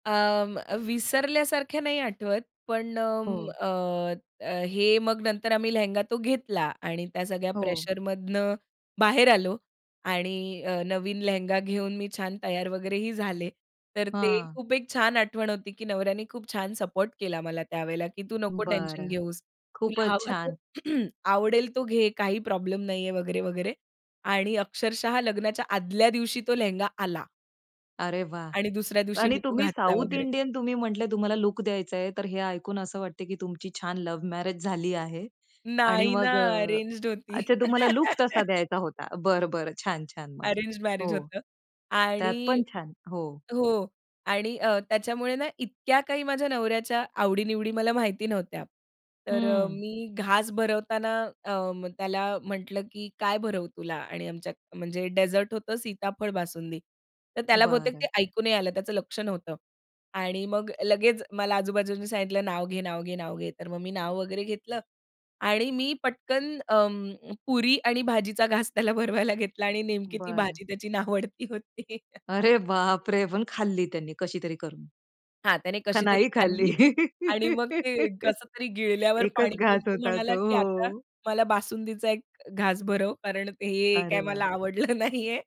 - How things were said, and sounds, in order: other background noise; throat clearing; laugh; in English: "डेझर्ट"; laughing while speaking: "त्याला भरवायला घेतला आणि नेमकी ती भाजी त्याची नावडती होती"; chuckle; laugh; laughing while speaking: "आवडलं नाहीये"
- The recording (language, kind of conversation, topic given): Marathi, podcast, तुमच्या लग्नाच्या तयारीदरम्यानच्या आठवणी सांगू शकाल का?